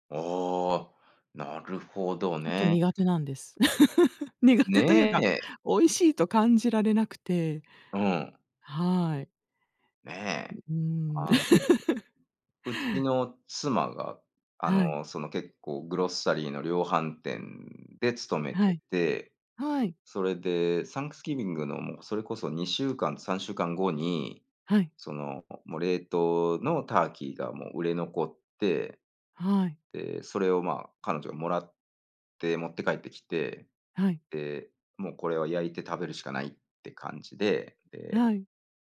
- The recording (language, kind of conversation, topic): Japanese, unstructured, あなたの地域の伝統的な料理は何ですか？
- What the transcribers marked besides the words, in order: laugh; laugh; in English: "グロッサリー"; in English: "サンクスギビング"